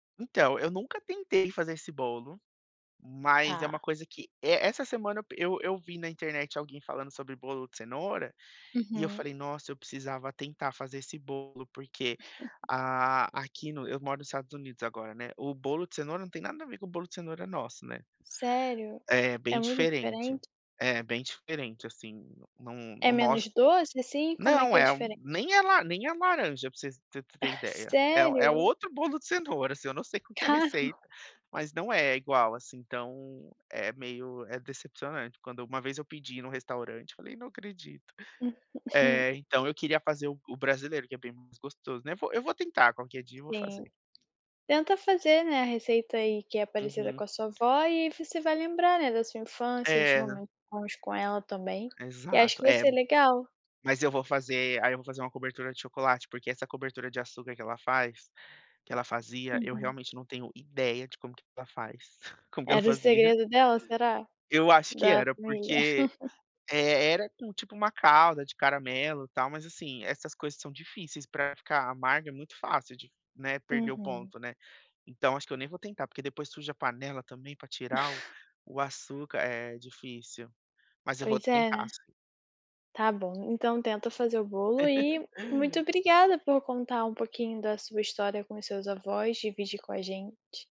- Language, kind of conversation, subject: Portuguese, podcast, Como a cultura dos seus avós aparece na sua vida?
- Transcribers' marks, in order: other noise; tapping; laughing while speaking: "Carro"; chuckle; chuckle; chuckle; chuckle; chuckle